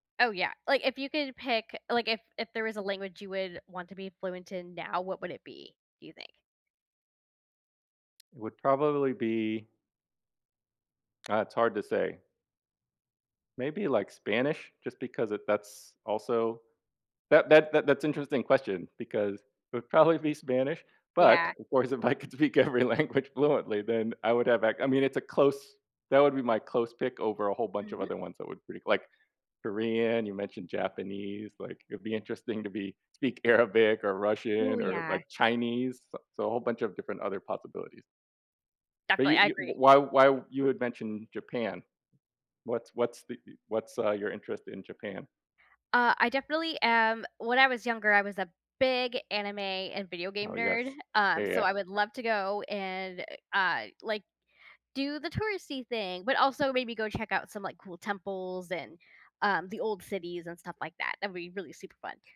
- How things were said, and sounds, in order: tapping; laughing while speaking: "probably"; other background noise; laughing while speaking: "if I could speak every language fluently"; laughing while speaking: "Arabic"; stressed: "big"
- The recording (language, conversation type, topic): English, unstructured, What would you do if you could speak every language fluently?
- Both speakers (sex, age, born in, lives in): female, 35-39, United States, United States; male, 55-59, United States, United States